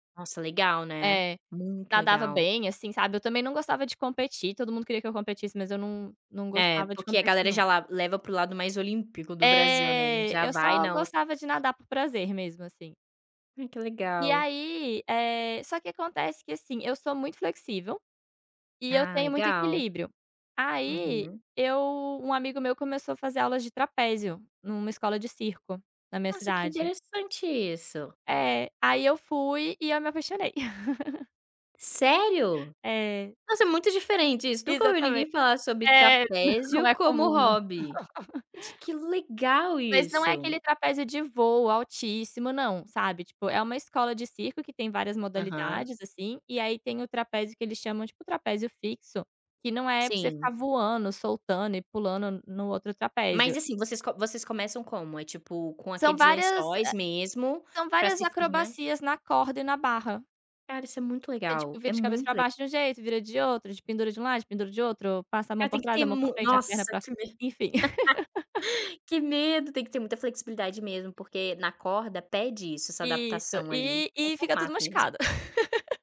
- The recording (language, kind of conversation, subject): Portuguese, unstructured, Como um hobby mudou a sua vida para melhor?
- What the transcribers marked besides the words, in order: tapping; other background noise; chuckle; laughing while speaking: "não"; chuckle; chuckle; laugh; chuckle